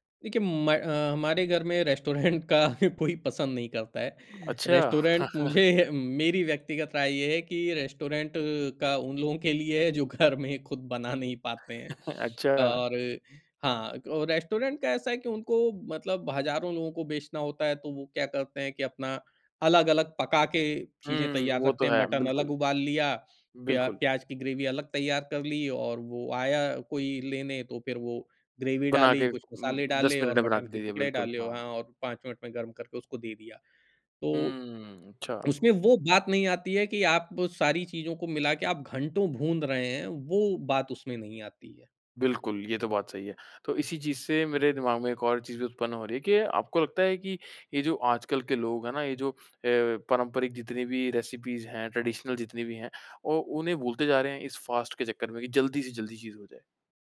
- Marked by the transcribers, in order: laughing while speaking: "रेस्टोरेंट का कोई"; in English: "रेस्टोरेंट"; other background noise; in English: "रेस्टोरेंट"; chuckle; in English: "रेस्टोरेंट"; chuckle; in English: "रेस्टोरेंट"; in English: "ग्रेवी"; in English: "ग्रेवी"; in English: "रेसिपीज"; in English: "ट्रेडिशनल"; in English: "फास्ट"
- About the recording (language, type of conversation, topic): Hindi, podcast, आपकी पसंदीदा डिश कौन-सी है और आपको वह क्यों पसंद है?